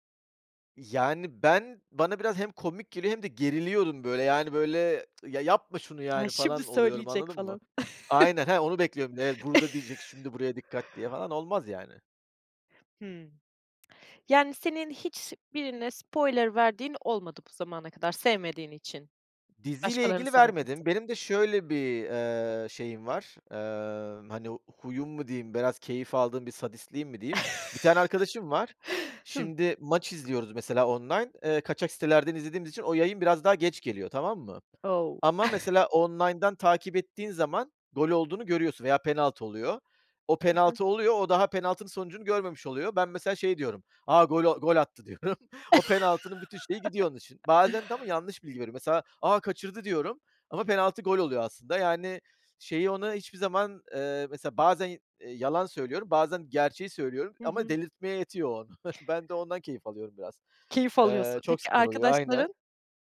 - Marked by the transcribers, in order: other background noise; tapping; chuckle; chuckle; chuckle; laughing while speaking: "diyorum"; chuckle; chuckle
- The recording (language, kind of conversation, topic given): Turkish, podcast, Dizi spoiler’larıyla nasıl başa çıkıyorsun, bunun için bir kuralın var mı?